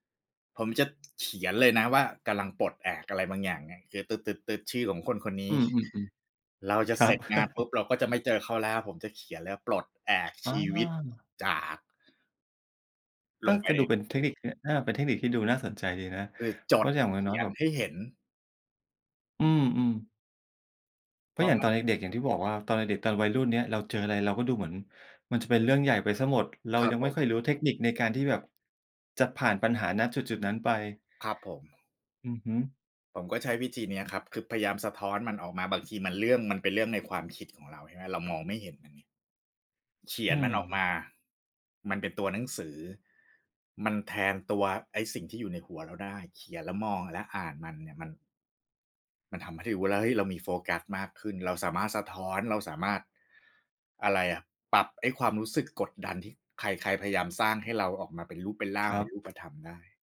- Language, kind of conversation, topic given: Thai, podcast, คุณจัดการความเครียดในชีวิตประจำวันอย่างไร?
- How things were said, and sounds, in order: other background noise; chuckle; stressed: "จด"